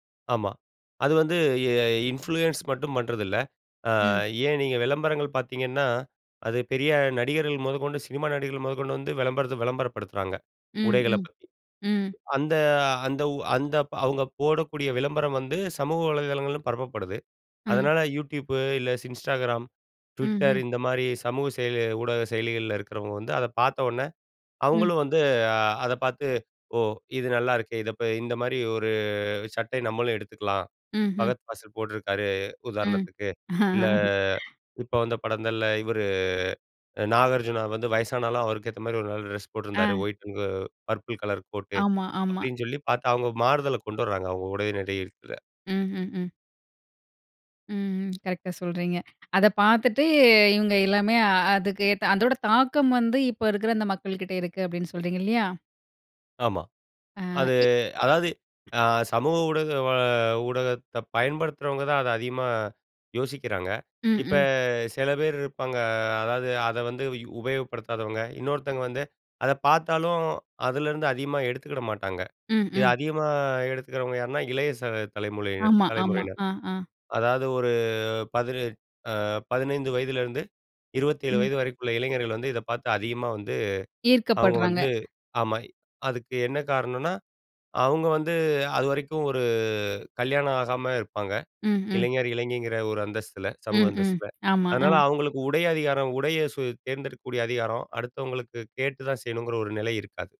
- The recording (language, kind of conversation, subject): Tamil, podcast, சமூக ஊடகம் உங்கள் உடைத் தேர்வையும் உடை அணியும் முறையையும் மாற்ற வேண்டிய அவசியத்தை எப்படி உருவாக்குகிறது?
- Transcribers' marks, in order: in English: "இன்ஃப்ளூயன்ஸ்"; "படங்கள்ல" said as "படந்தல்ல"; laugh; other noise